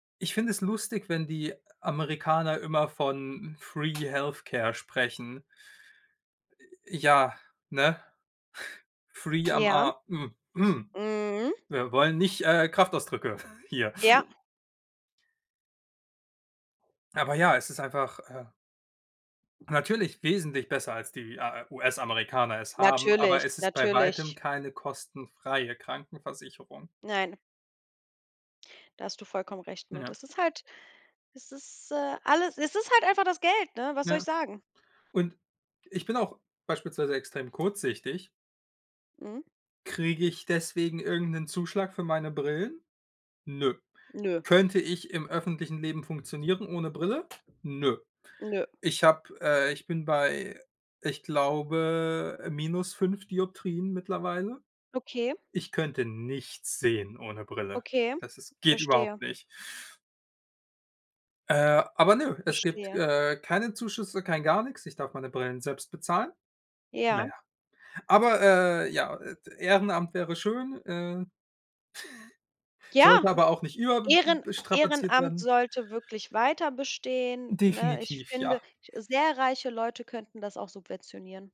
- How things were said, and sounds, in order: other background noise; in English: "Free Health Care"; chuckle; chuckle; drawn out: "glaube"; snort
- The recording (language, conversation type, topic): German, unstructured, Wie wichtig ist ehrenamtliches Engagement für die Gesellschaft?